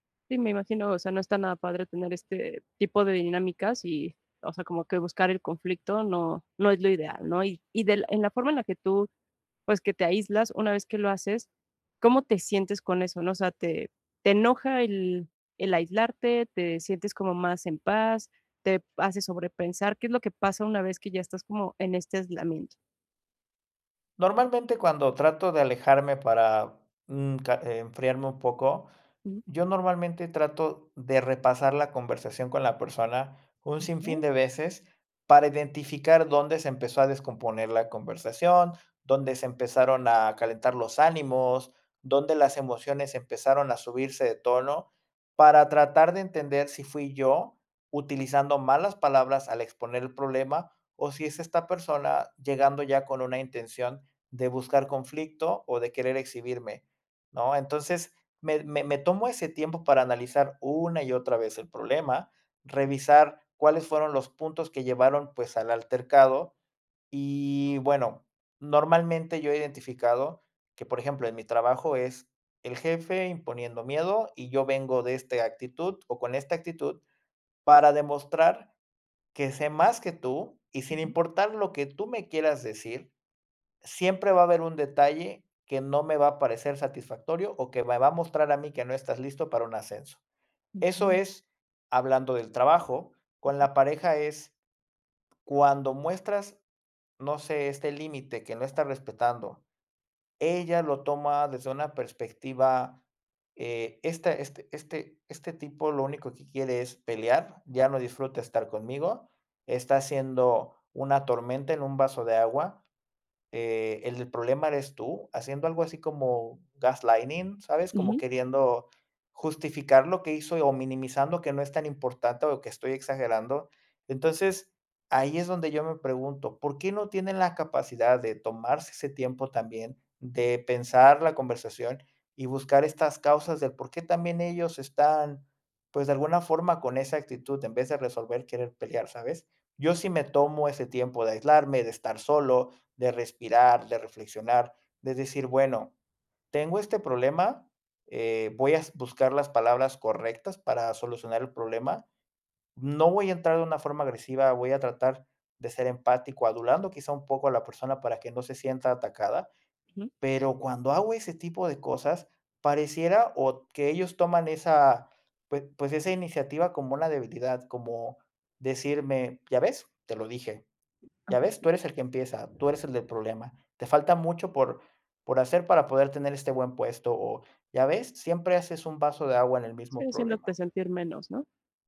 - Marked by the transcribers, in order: other background noise
- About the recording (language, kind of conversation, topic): Spanish, advice, ¿Cómo puedo dejar de aislarme socialmente después de un conflicto?